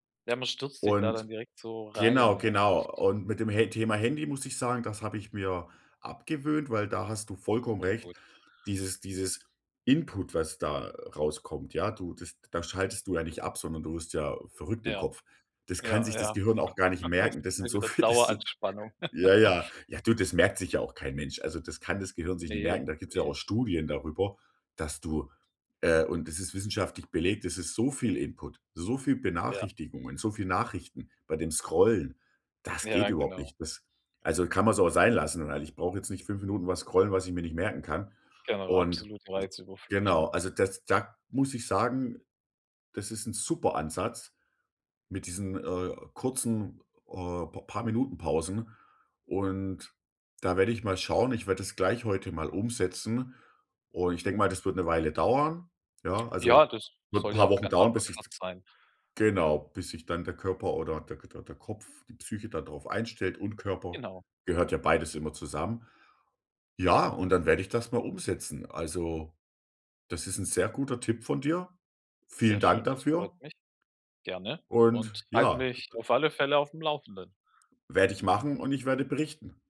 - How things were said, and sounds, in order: giggle; laughing while speaking: "vie"; laugh; tapping; other background noise; in English: "Cut"
- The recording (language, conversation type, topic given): German, advice, Wie kann ich meine Energie über den Tag hinweg besser stabil halten?
- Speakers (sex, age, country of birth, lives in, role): male, 35-39, Germany, Germany, advisor; male, 35-39, Germany, Germany, user